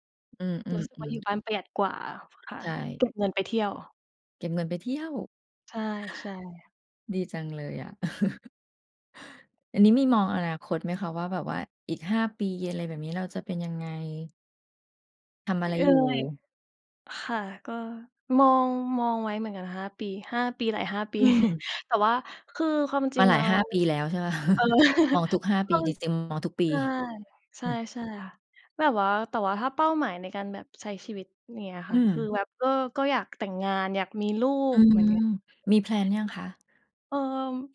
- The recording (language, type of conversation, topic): Thai, unstructured, คุณอยากเห็นตัวเองในอีก 5 ปีข้างหน้าเป็นอย่างไร?
- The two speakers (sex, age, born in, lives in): female, 25-29, Thailand, Thailand; female, 45-49, Thailand, Thailand
- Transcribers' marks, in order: chuckle; laughing while speaking: "ปี"; laughing while speaking: "เออ"; chuckle; laughing while speaking: "ใช่ไหมคะ"; chuckle; in English: "แพลน"